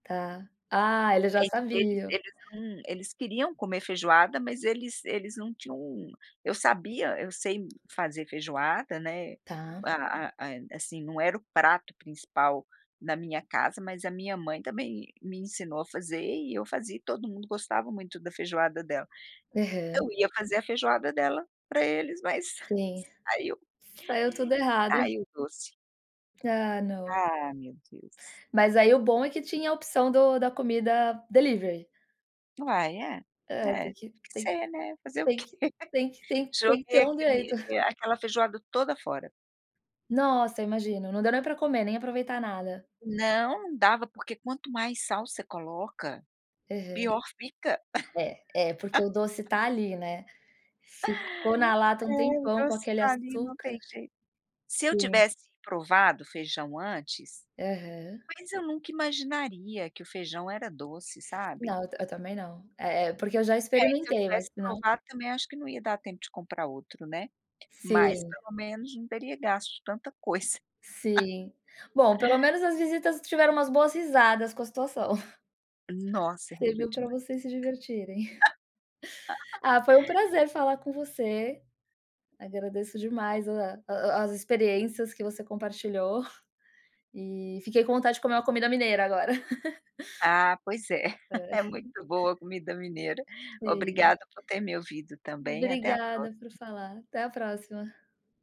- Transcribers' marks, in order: chuckle; laugh; chuckle; chuckle; laugh; chuckle
- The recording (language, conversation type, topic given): Portuguese, podcast, Qual prato nunca falta nas suas comemorações em família?